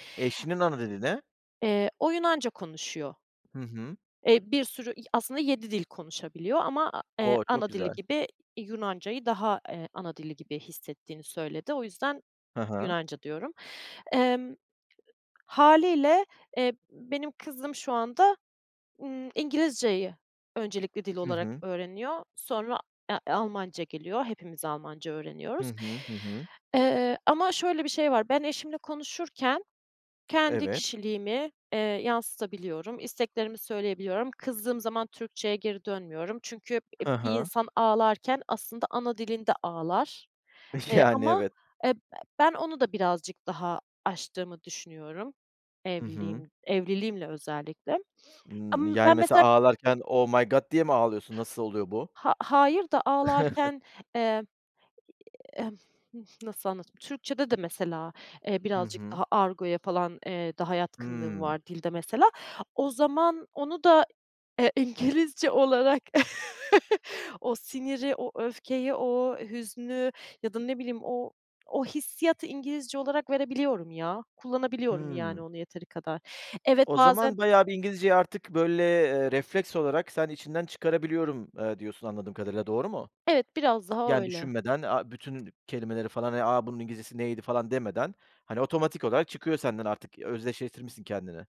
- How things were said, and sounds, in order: other background noise; inhale; scoff; sniff; tapping; in English: "oh my god"; other noise; chuckle; laughing while speaking: "İngilizce olarak"; chuckle
- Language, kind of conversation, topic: Turkish, podcast, Dil kimliğini nasıl şekillendiriyor?